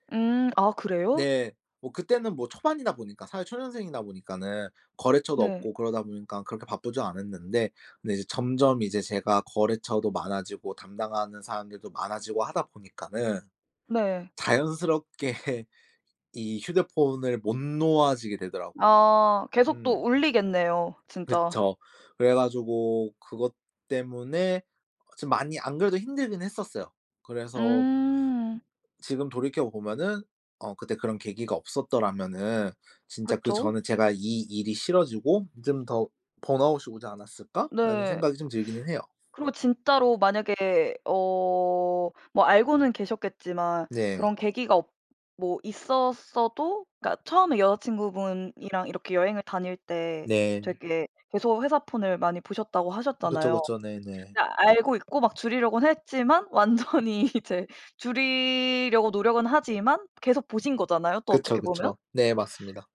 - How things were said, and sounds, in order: other background noise; laughing while speaking: "자연스럽게"; tapping; in English: "번아웃이"; laughing while speaking: "완전히 이제"
- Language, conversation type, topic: Korean, podcast, 일과 삶의 균형을 바꾸게 된 계기는 무엇인가요?